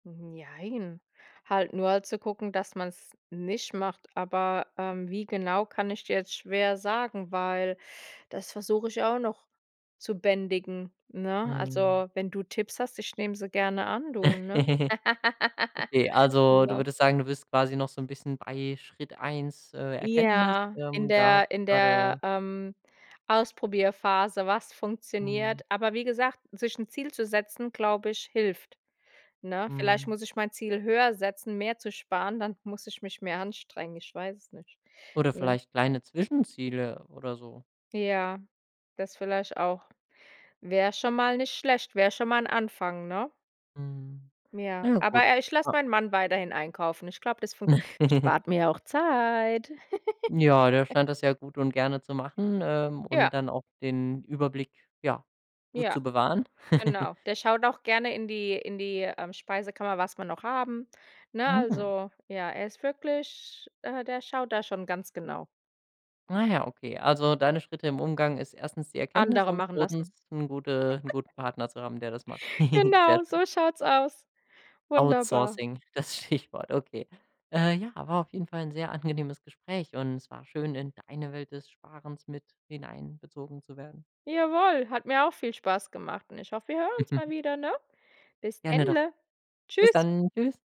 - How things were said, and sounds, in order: giggle; laugh; other background noise; giggle; put-on voice: "Zeit"; giggle; giggle; giggle; joyful: "Genau, so schaut's aus. Wunderbar"; giggle; in English: "Outsourcing"; laughing while speaking: "Stichwort"; stressed: "deine"; giggle
- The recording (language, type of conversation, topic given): German, podcast, Wie gehst du mit Impulsen um, die deine langfristigen Ziele gefährden?